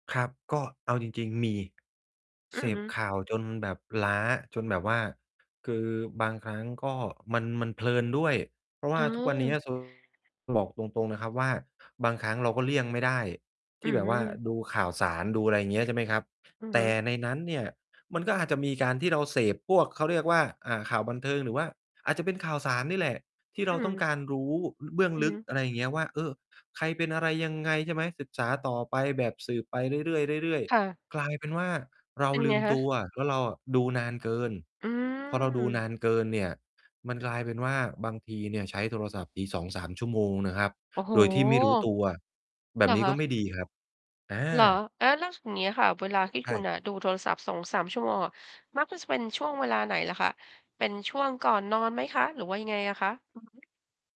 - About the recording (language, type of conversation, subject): Thai, podcast, คุณจัดการเวลาอยู่บนโลกออนไลน์ของตัวเองจริงๆ ยังไงบ้าง?
- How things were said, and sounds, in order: tapping; unintelligible speech; other background noise; distorted speech